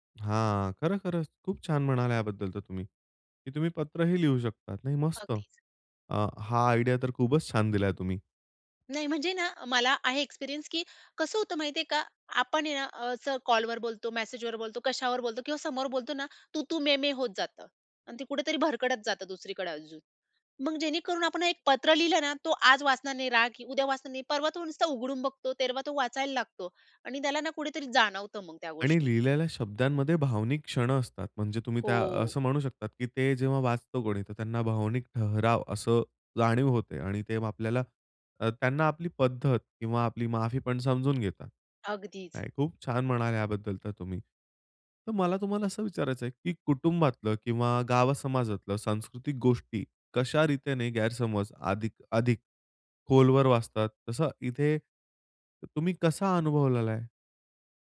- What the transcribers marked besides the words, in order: in English: "आयडिया"; in Hindi: "ठहराव"
- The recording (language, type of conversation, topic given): Marathi, podcast, माफीनंतरही काही गैरसमज कायम राहतात का?
- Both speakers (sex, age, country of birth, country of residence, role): female, 30-34, India, India, guest; male, 25-29, India, India, host